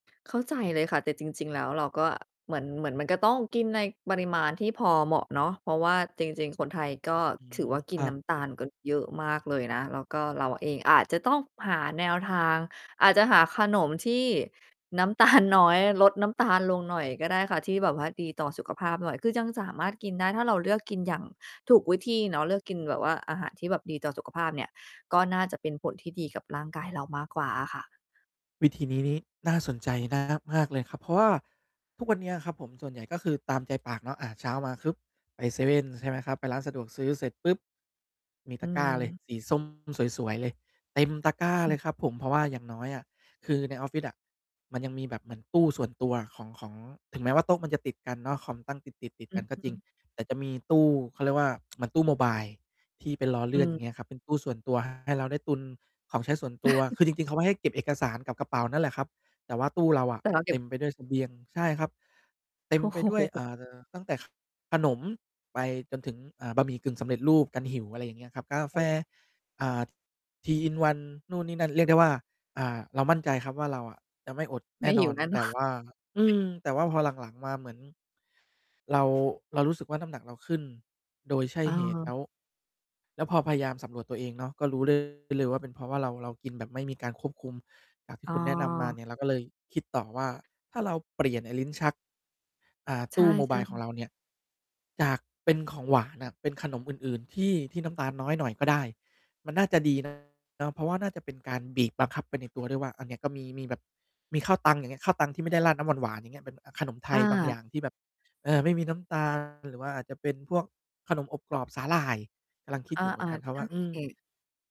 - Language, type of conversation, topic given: Thai, advice, คุณกินเพราะเครียดแล้วรู้สึกผิดบ่อยแค่ไหน?
- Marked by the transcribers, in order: distorted speech; laughing while speaking: "ตาล"; other background noise; tapping; in English: "โมไบล์"; chuckle; laughing while speaking: "โอ้โฮ"; chuckle; laughing while speaking: "นอน"; in English: "โมไบล์"